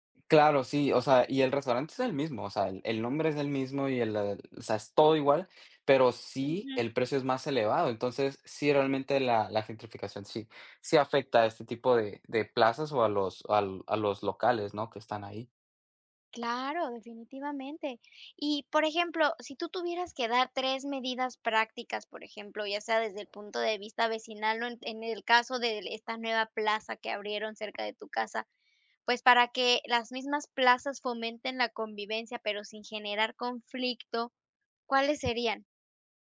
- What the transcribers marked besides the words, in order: none
- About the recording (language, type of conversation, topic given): Spanish, podcast, ¿Qué papel cumplen los bares y las plazas en la convivencia?
- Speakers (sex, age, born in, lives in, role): female, 35-39, Mexico, Germany, host; male, 20-24, Mexico, United States, guest